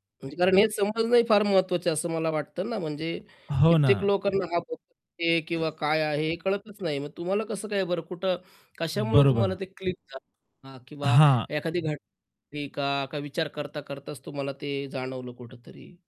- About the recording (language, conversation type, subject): Marathi, podcast, सोशल माध्यमांतील प्रतिध्वनी-कक्ष लोकांच्या विचारांना कसा आकार देतात?
- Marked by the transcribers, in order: distorted speech; other background noise; horn